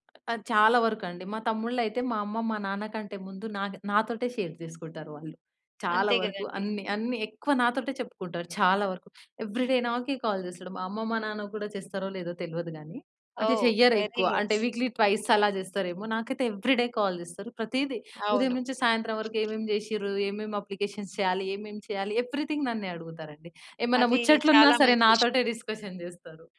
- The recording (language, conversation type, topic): Telugu, podcast, ఇంటి వారితో ఈ నిర్ణయం గురించి మీరు ఎలా చర్చించారు?
- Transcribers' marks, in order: other background noise; in English: "షేర్"; in English: "ఎవ్రి‌డే"; in English: "కాల్"; in English: "వెరీ గుడ్"; in English: "వీక్లీ ట్వైస్"; in English: "ఎవ్రిడే కాల్"; in English: "అప్లికేషన్స్"; in English: "ఎవ్రిథింగ్"; in English: "డిస్కషన్"; tapping